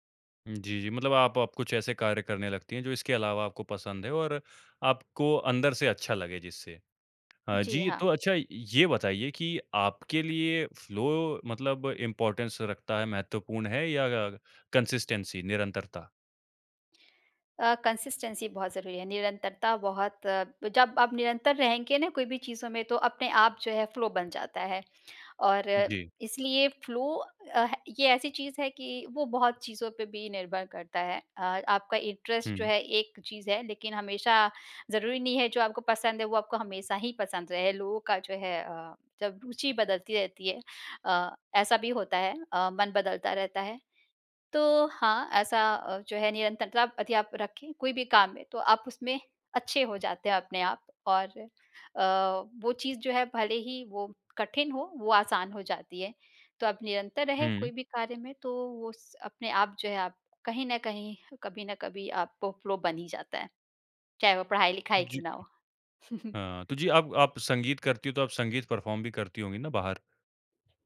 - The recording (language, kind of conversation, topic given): Hindi, podcast, आप कैसे पहचानते हैं कि आप गहरे फ्लो में हैं?
- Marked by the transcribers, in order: in English: "फ़्लो"; in English: "इम्पोर्टेंस"; in English: "कंसिस्टेंसी"; in English: "कंसिस्टेंसी"; in English: "फ़्लो"; in English: "फ़्लो"; in English: "इंटरेस्ट"; in English: "फ़्लो"; chuckle; in English: "परफ़ॉर्म"